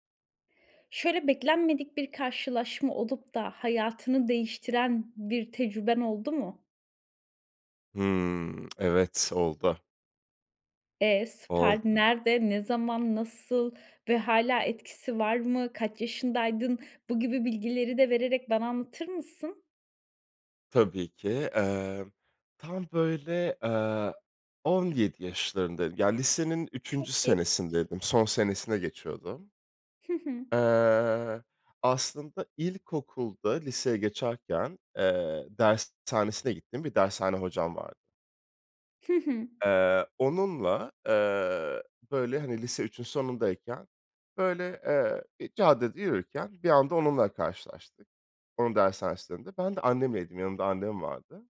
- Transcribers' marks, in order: tongue click
- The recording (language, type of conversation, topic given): Turkish, podcast, Beklenmedik bir karşılaşmanın hayatını değiştirdiği zamanı anlatır mısın?